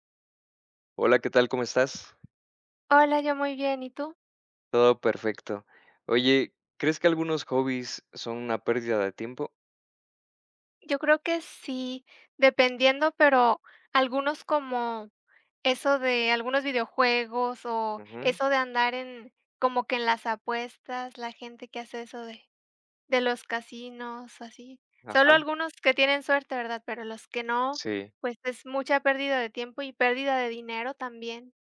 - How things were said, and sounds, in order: none
- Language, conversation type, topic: Spanish, unstructured, ¿Crees que algunos pasatiempos son una pérdida de tiempo?